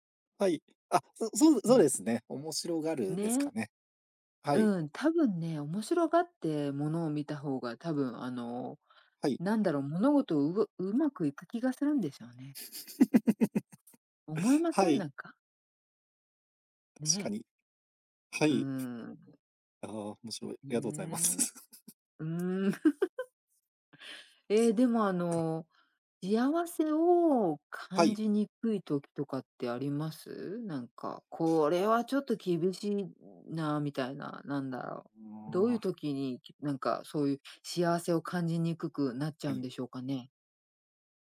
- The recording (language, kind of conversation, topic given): Japanese, unstructured, 幸せを感じるのはどんなときですか？
- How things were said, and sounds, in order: other background noise; chuckle; chuckle